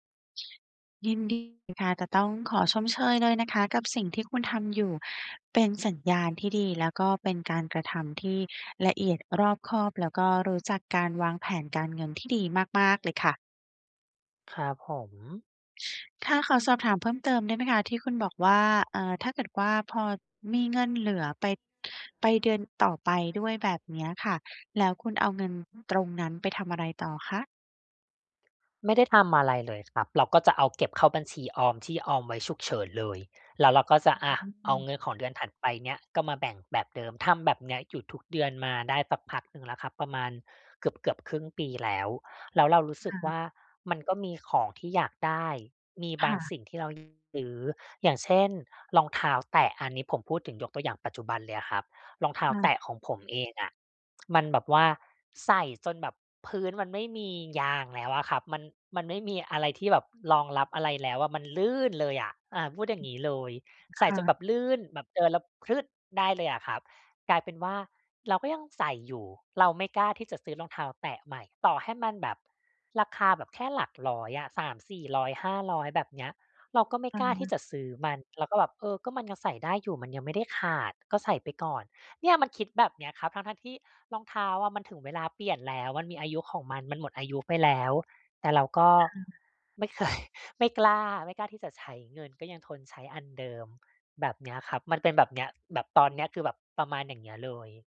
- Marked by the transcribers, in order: other background noise; tapping; laughing while speaking: "เคย"
- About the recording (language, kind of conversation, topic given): Thai, advice, จะทำอย่างไรให้สนุกกับวันนี้โดยไม่ละเลยการออมเงิน?